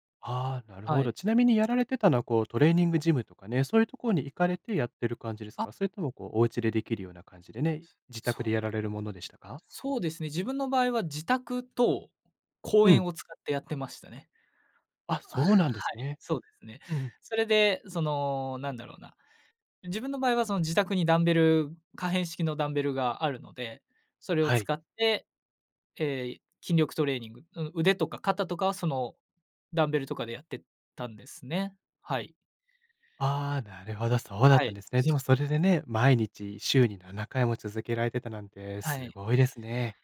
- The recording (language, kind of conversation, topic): Japanese, advice, トレーニングへのモチベーションが下がっているのですが、どうすれば取り戻せますか?
- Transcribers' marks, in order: other background noise